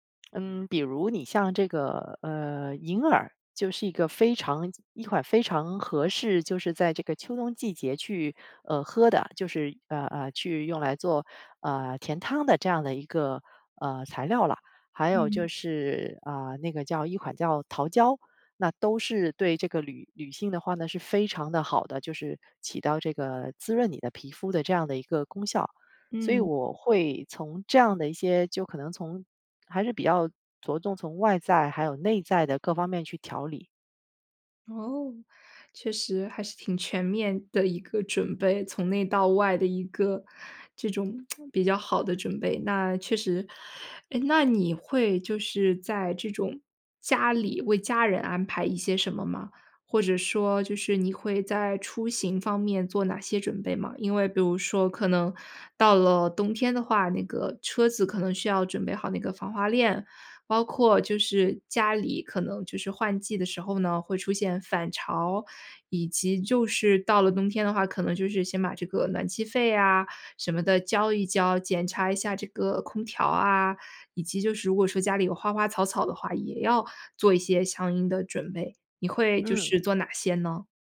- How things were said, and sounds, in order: lip smack; tsk
- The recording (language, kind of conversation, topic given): Chinese, podcast, 换季时你通常会做哪些准备？